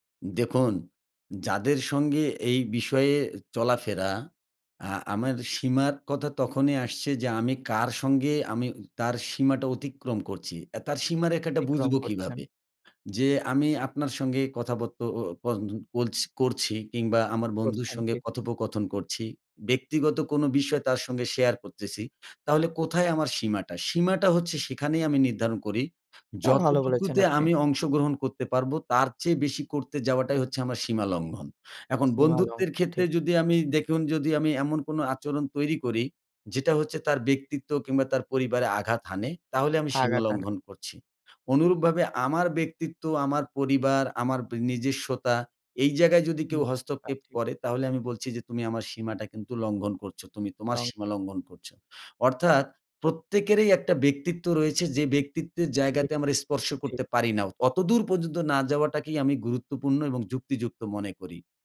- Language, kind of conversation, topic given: Bengali, podcast, নিজের সীমা নির্ধারণ করা কীভাবে শিখলেন?
- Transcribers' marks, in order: "অতিক্রম" said as "তিক্রম"; tapping; unintelligible speech; unintelligible speech; "পর্যন্ত" said as "পজন্ত"